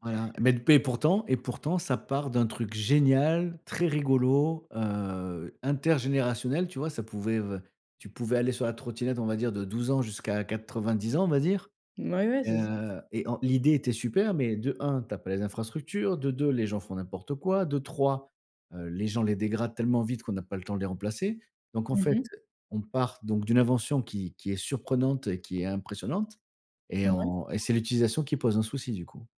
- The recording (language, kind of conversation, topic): French, unstructured, Quelle invention scientifique aurait changé ta vie ?
- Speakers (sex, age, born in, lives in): female, 20-24, France, France; male, 45-49, France, France
- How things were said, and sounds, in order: tapping